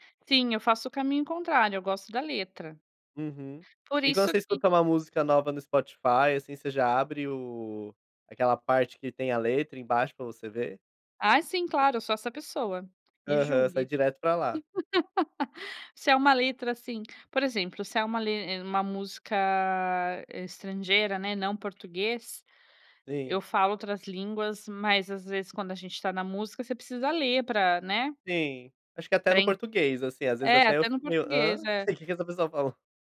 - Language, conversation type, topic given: Portuguese, podcast, Como a sua família influenciou seu gosto musical?
- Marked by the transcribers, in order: tapping; laugh; chuckle